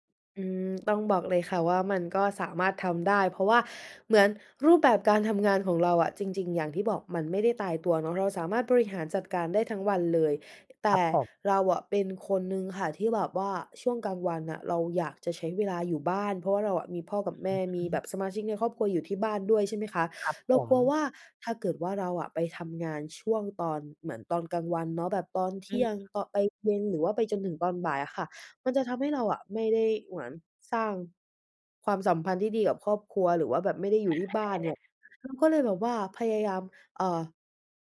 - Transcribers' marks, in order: none
- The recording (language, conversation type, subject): Thai, advice, จะจัดตารางตอนเช้าเพื่อลดความเครียดและทำให้รู้สึกมีพลังได้อย่างไร?